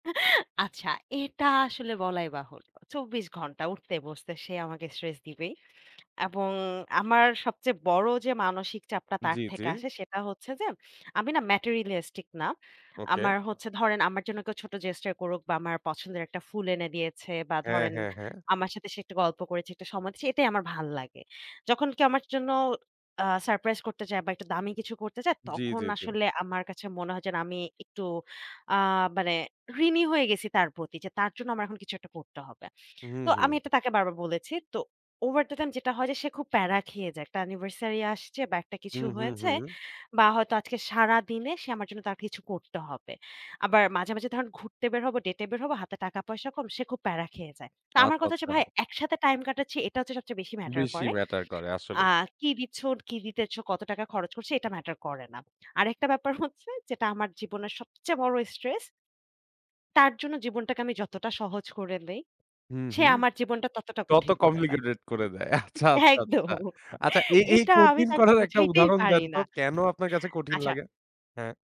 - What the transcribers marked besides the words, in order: laugh; other noise; in English: "Materialistic"; in English: "Gesture"; in English: "Over the time"; in English: "Anniversary"; "দিচ্ছেন" said as "দিচ্ছন"; chuckle; in English: "Complicated"; laughing while speaking: "আচ্ছা, আচ্ছা, আচ্ছা। আচ্ছা এই … কাছে কঠিন লাগে?"; giggle
- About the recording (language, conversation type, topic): Bengali, podcast, কাজ শেষে ঘরে ফিরে শান্ত হতে আপনি কী করেন?